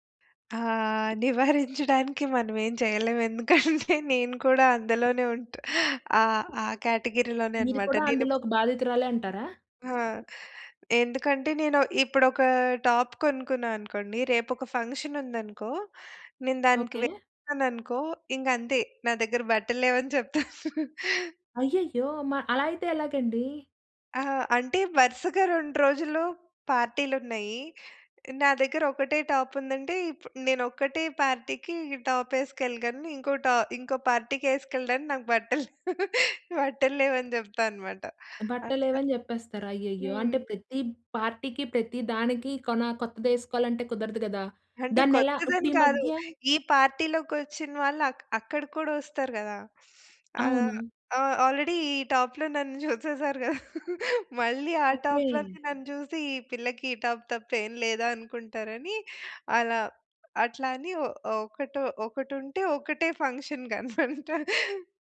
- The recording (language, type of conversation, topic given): Telugu, podcast, మీ గార్డ్రోబ్‌లో ఎప్పుడూ ఉండాల్సిన వస్తువు ఏది?
- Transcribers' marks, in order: laughing while speaking: "ఎందుకంటే"; in English: "కేటగిరీలోనే"; in English: "టాప్"; in English: "ఫంక్షన్"; chuckle; other background noise; in English: "టాప్"; in English: "పార్టీ‌కి"; in English: "టాప్"; in English: "పార్టీ‌కి"; laugh; in English: "పార్టీకి"; in English: "పార్టీ‌లోకి"; in English: "ఆల్రెడీ"; in English: "టాప్‌లో"; laugh; in English: "టాప్‌లోనే"; in English: "టాప్"; in English: "ఫంక్షన్‌కి"; laughing while speaking: "అన్నమాట"